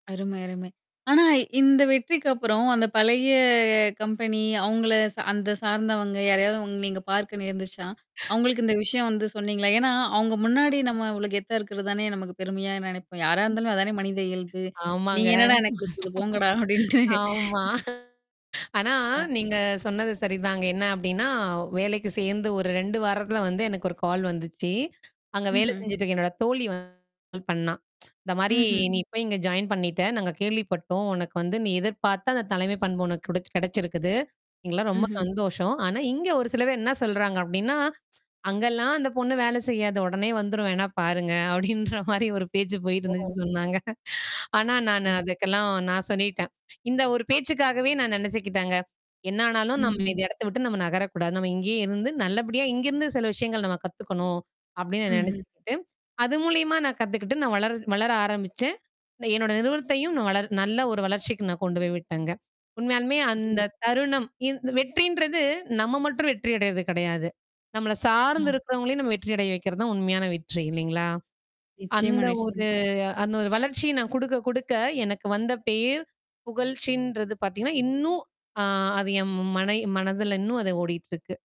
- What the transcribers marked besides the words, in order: other background noise; distorted speech; laughing while speaking: "ஆமா"; mechanical hum; laughing while speaking: "போங்கடா! அப்படீன்ட்டு"; in English: "ஜாயின்"; "எங்களுக்கல்லாம்" said as "எங்கல்லாம்"; laughing while speaking: "அப்படீன்ற மாரி ஒரு பேச்சு போயிட்டுருந்துச்சுன்னு சொன்னாங்க"; unintelligible speech; unintelligible speech; "மட்டும்" said as "மற்றும்"; unintelligible speech
- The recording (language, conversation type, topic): Tamil, podcast, வெற்றி கண்ட தருணம் ஒன்று நினைவுக்கு வருமா?